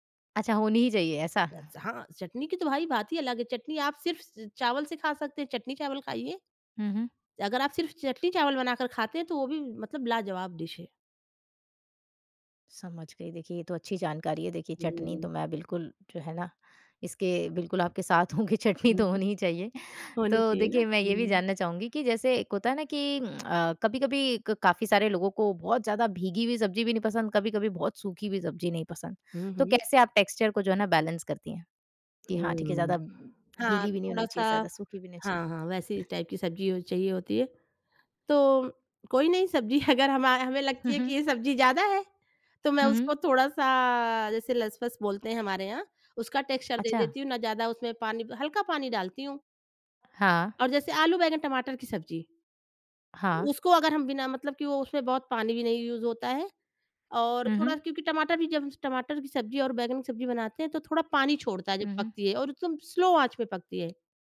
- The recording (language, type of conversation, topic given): Hindi, podcast, बचे हुए खाने को आप किस तरह नए व्यंजन में बदलते हैं?
- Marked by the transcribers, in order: in English: "डिश"; laughing while speaking: "हूँ कि चटनी तो होनी ही चाहिए"; tongue click; in English: "टेक्सचर"; in English: "बैलेंस"; tapping; other background noise; in English: "टाइप"; laughing while speaking: "अगर"; in English: "टेक्सचर"; in English: "यूज़"; in English: "स्लो"